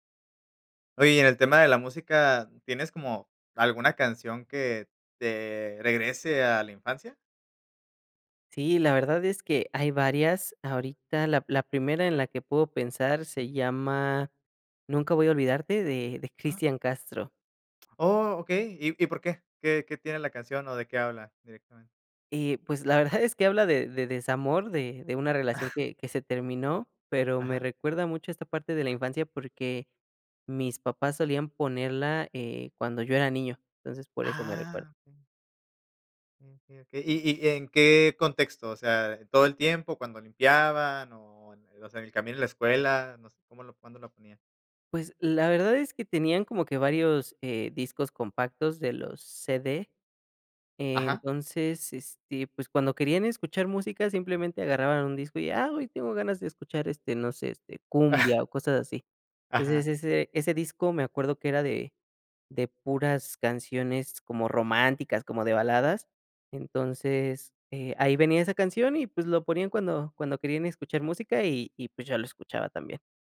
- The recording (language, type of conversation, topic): Spanish, podcast, ¿Qué canción te transporta a la infancia?
- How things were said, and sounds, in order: other background noise; chuckle; chuckle